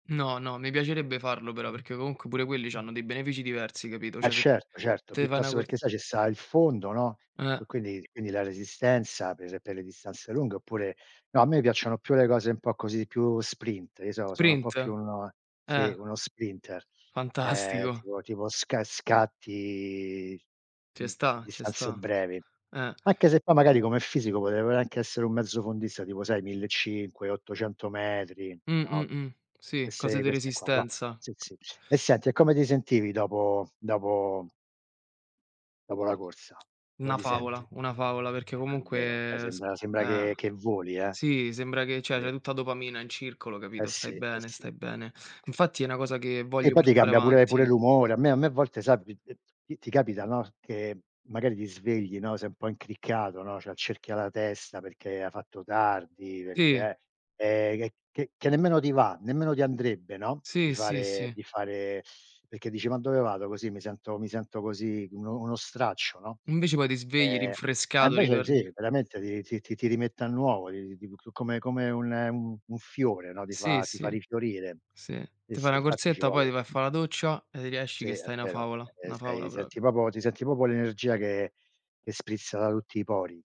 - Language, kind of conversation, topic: Italian, unstructured, Come ti senti dopo una corsa all’aperto?
- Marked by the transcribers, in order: other background noise; laughing while speaking: "Fantastico"; tapping; "cioè" said as "ceh"; "cioè" said as "ceh"; "proprio" said as "propio"; "proprio" said as "propo"; "proprio" said as "popo"